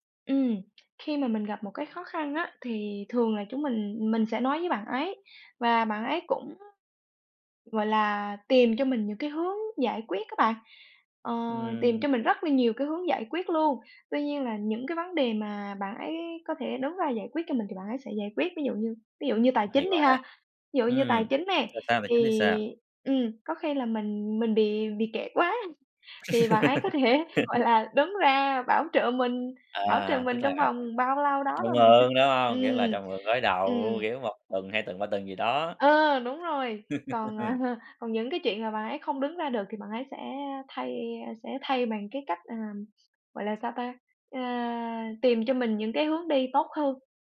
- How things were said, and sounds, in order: tapping; laugh; laughing while speaking: "quá"; laughing while speaking: "thể"; laughing while speaking: "à"; laugh
- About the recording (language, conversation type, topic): Vietnamese, podcast, Bạn có thể kể về vai trò của tình bạn trong đời bạn không?